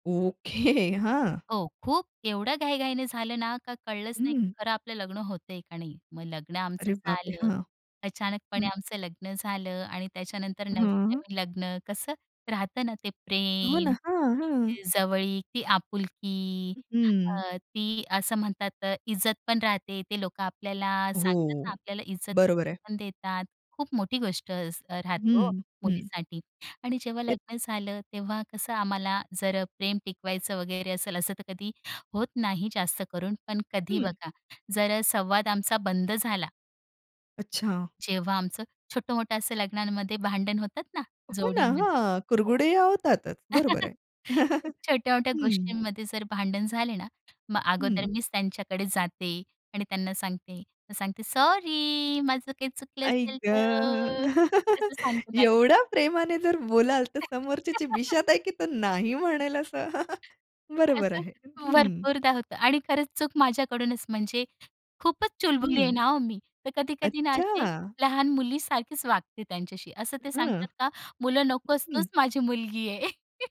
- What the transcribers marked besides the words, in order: laughing while speaking: "ओके हां"; other background noise; other noise; laugh; chuckle; put-on voice: "सॉरी माझं काही चुकलं असेल तर"; chuckle; laughing while speaking: "एवढ्या प्रेमाने जर बोलाल तर … नाही म्हणेल असं"; laugh; chuckle; laugh
- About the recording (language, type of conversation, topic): Marathi, podcast, लग्नानंतर प्रेम कसे ताजे ठेवता?